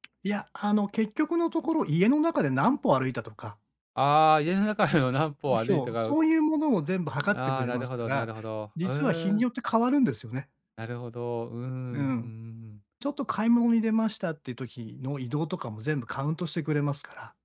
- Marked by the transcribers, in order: other noise
- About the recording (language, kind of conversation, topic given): Japanese, advice, 疲労や気分の波で習慣が続かないとき、どうすればいいですか？